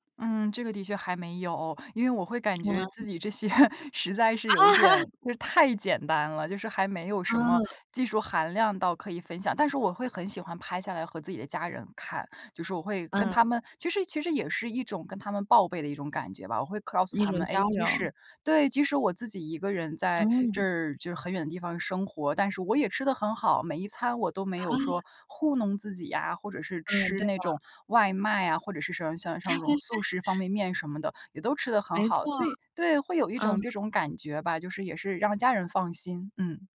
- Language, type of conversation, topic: Chinese, podcast, 你家里平时常做的懒人菜有哪些？
- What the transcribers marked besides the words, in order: other background noise; laughing while speaking: "这些"; laugh; laugh